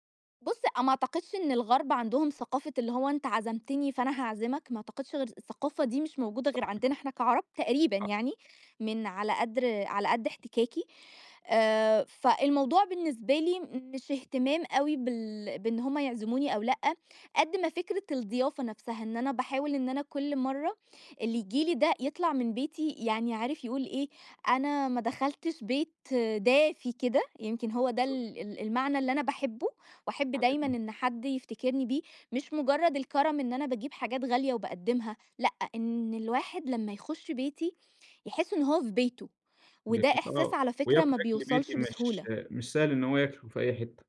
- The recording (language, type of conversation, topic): Arabic, podcast, إنتوا عادةً بتستقبلوا الضيف بالأكل إزاي؟
- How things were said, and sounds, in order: none